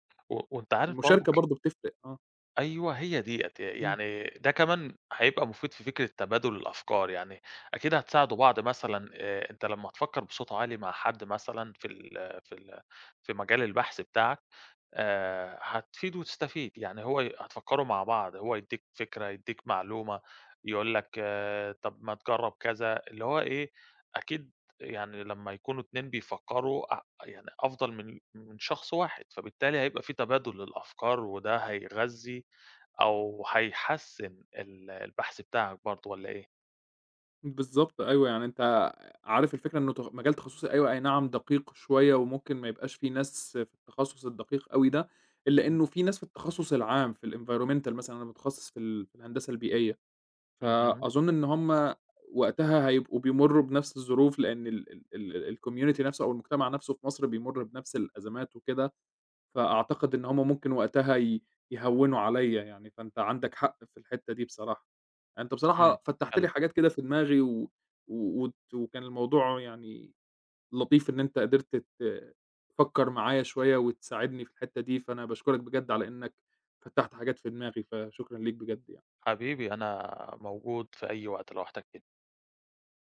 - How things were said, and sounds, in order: in English: "الenvironmental"; in English: "الcommunity"
- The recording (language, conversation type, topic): Arabic, advice, إزاي حسّيت لما فقدت الحافز وإنت بتسعى ورا هدف مهم؟